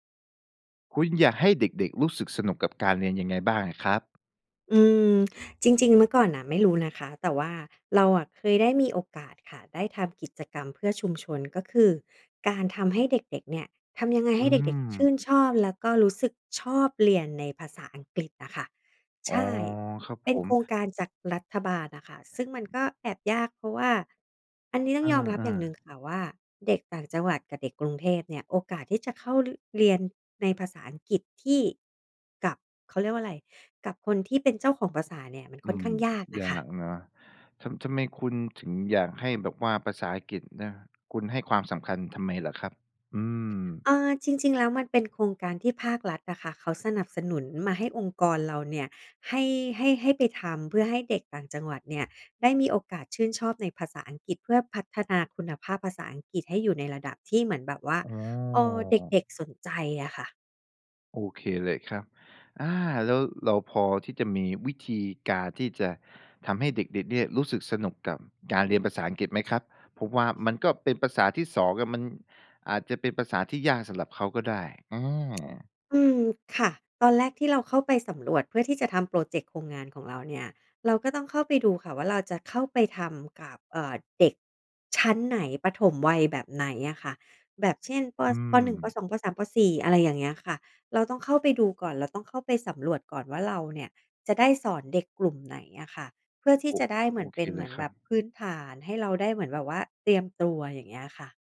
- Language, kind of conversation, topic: Thai, podcast, คุณอยากให้เด็ก ๆ สนุกกับการเรียนได้อย่างไรบ้าง?
- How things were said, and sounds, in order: other background noise